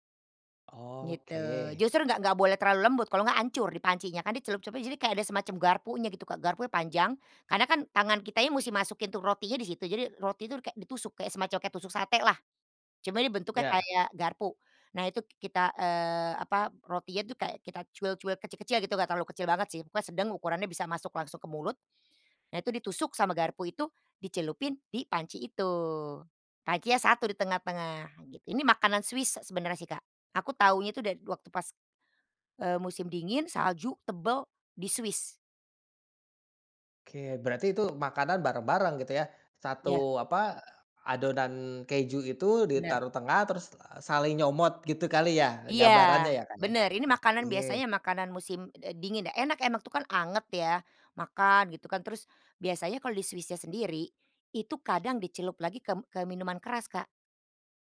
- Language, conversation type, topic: Indonesian, podcast, Bagaimana musim memengaruhi makanan dan hasil panen di rumahmu?
- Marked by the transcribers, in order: drawn out: "Oke"; other background noise